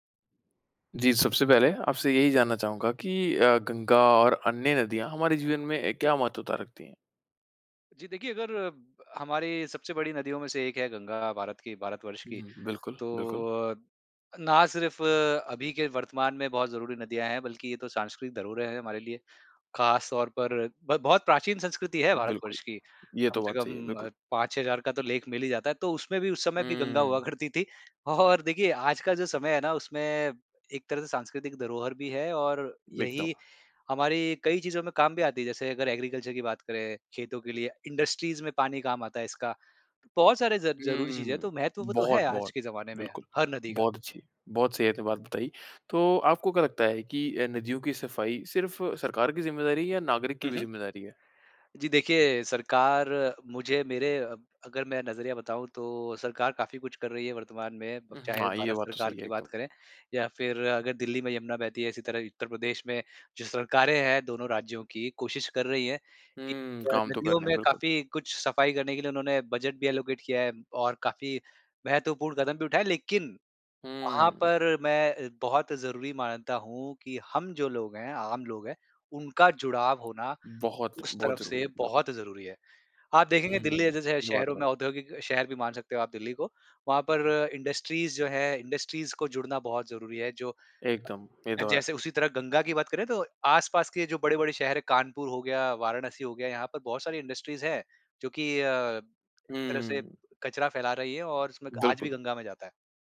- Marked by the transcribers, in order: laughing while speaking: "करती थी, और"; in English: "एग्रीकल्चर"; in English: "इंडस्ट्रीज़"; tongue click; in English: "एलोकेट"; in English: "इंडस्ट्रीज़"; in English: "इंडस्ट्रीज़"; other background noise; in English: "इंडस्ट्रीज़"
- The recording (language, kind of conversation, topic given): Hindi, podcast, गंगा जैसी नदियों की सफाई के लिए सबसे जरूरी क्या है?